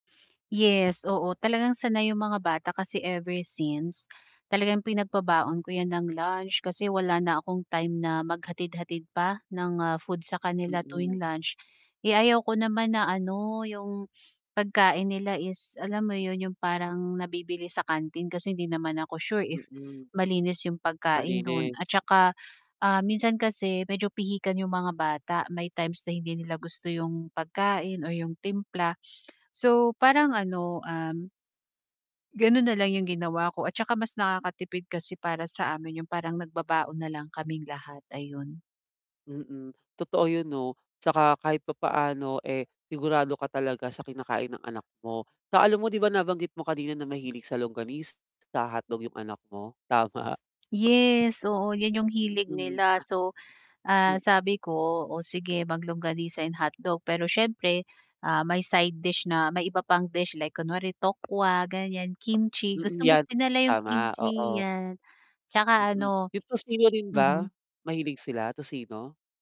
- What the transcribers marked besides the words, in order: other background noise; static; tapping; distorted speech; laughing while speaking: "tama?"
- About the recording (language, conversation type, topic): Filipino, advice, Paano ko mapaplano nang simple ang mga pagkain ko sa buong linggo?